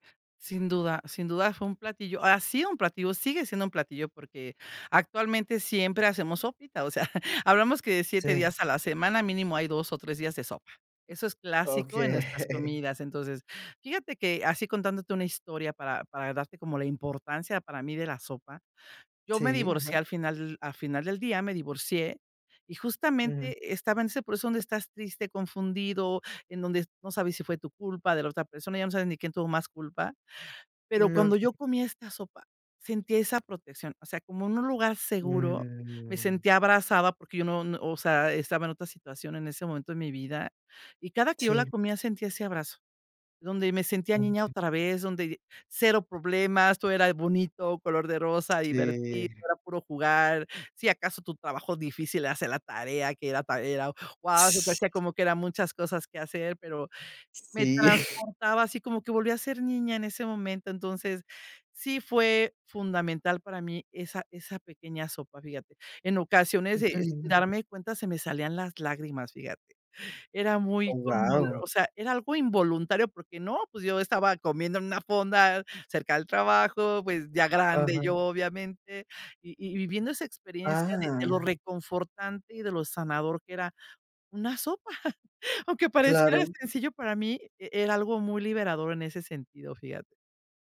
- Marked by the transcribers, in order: laughing while speaking: "sea"; tapping; laughing while speaking: "Okey"; drawn out: "Mm"; other noise; laughing while speaking: "Sí"; other background noise; chuckle
- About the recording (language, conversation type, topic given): Spanish, podcast, ¿Qué comidas te hacen sentir en casa?